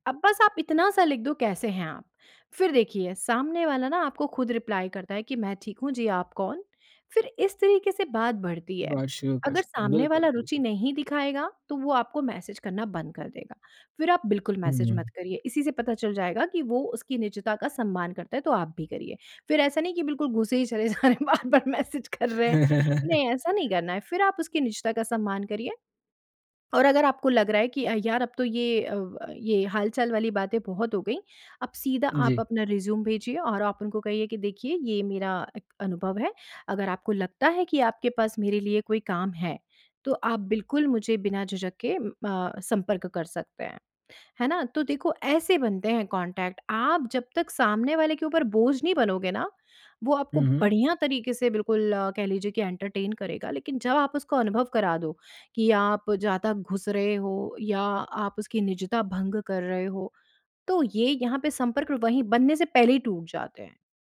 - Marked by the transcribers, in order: in English: "रिप्लाई"; chuckle; laughing while speaking: "बार-बार मैसेज कर रहे हैं"; in English: "रेज़्यूमे"; in English: "कॉन्टैक्ट"; in English: "एंटरटेन"
- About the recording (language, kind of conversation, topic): Hindi, podcast, करियर बदलने के लिए नेटवर्किंग कितनी महत्वपूर्ण होती है और इसके व्यावहारिक सुझाव क्या हैं?